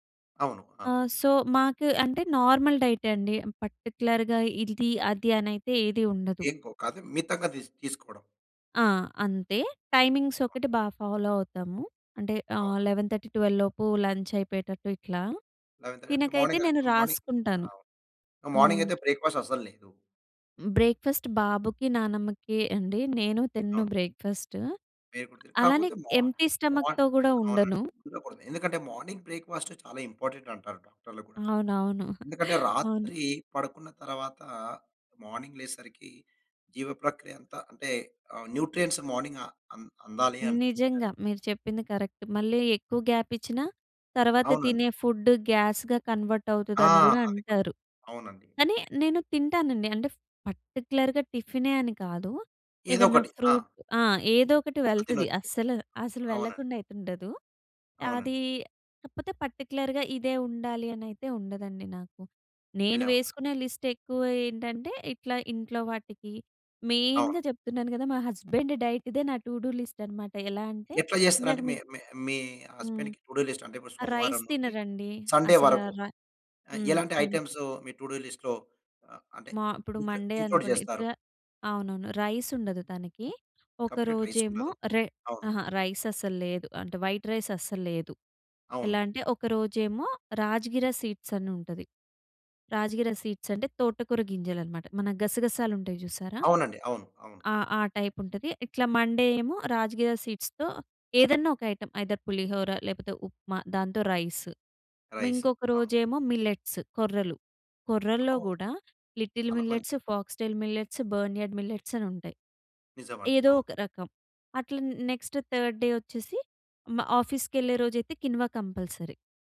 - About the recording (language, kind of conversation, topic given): Telugu, podcast, నీ చేయాల్సిన పనుల జాబితాను నీవు ఎలా నిర్వహిస్తావు?
- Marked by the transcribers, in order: in English: "సో"; in English: "నార్మల్ డైట్"; in English: "పర్టిక్యులర్‌గా"; in English: "టైమింగ్స్"; in English: "ఫాలో"; in English: "లెవెన్ థర్టీ ట్వెల్వ్"; in English: "లంచ్"; in English: "లెవెన్ థర్టీ"; in English: "మార్నింగ్"; in English: "మార్నింగ్"; in English: "బ్రేక్‌ఫాస్ట్"; in English: "బ్రేక్‌ఫాస్ట్"; in English: "బ్రేక్‌ఫాస్ట్"; unintelligible speech; in English: "మార్ మార్నింగ్"; in English: "ఎంప్టీ స్టమక్‌తో"; other background noise; in English: "మార్నింగ్ బ్రేక్‌ఫాస్ట్"; in English: "ఇంపార్టెంట్"; chuckle; in English: "మార్నింగ్"; in English: "న్యూట్రియంట్స్ మార్నింగ్"; in English: "కరెక్ట్"; in English: "గాప్"; in English: "ఫుడ్ గ్యాస్‌గా కన్వర్ట్"; in English: "పర్టిక్యులర్‌గా"; in English: "ఫ్రూట్"; in English: "పర్టిక్యులర్‌గా"; in English: "లిస్ట్"; in English: "మెయిన్‍గా"; in English: "హస్బెండ్ డైట్"; in English: "టూ డు లిస్ట్"; in English: "హస్బెండ్‌కి టూ డు లిస్ట్"; in English: "రైస్"; in English: "సండే"; in English: "ఐటెమ్స్"; in English: "టూ డూ లిస్ట్‌లో"; in English: "ఇ ఇంక్లూడ్"; in English: "మండే"; in English: "రైస్"; in English: "కంప్లీట్ రైస్"; in English: "రైస్"; in English: "వైట్ రైస్"; in English: "సీడ్స్"; in English: "సీడ్స్"; in English: "టైప్"; in English: "మండే"; in English: "సీడ్స్‌తో"; in English: "ఐటెమ్ ఐదర్"; in English: "రైస్"; in English: "మిల్లెట్స్"; in English: "రైస్"; in English: "లిటిల్ మిల్లెట్స్, ఫాక్స్‌టేల్ మిల్లెట్స్, బర్న్‌యార్డ్ మిల్లెట్స్"; in English: "నె నెక్స్ట్ థర్డ్ డే"; in English: "కంపాల్సరి"